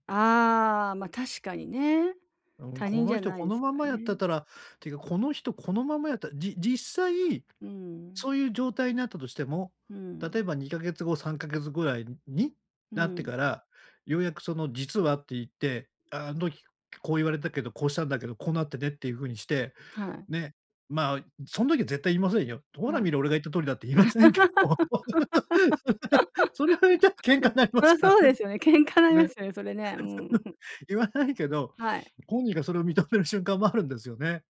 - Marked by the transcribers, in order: laugh; laughing while speaking: "言いませんけど。それを … るんですよね"
- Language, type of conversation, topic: Japanese, advice, パートナーとの会話で不安をどう伝えればよいですか？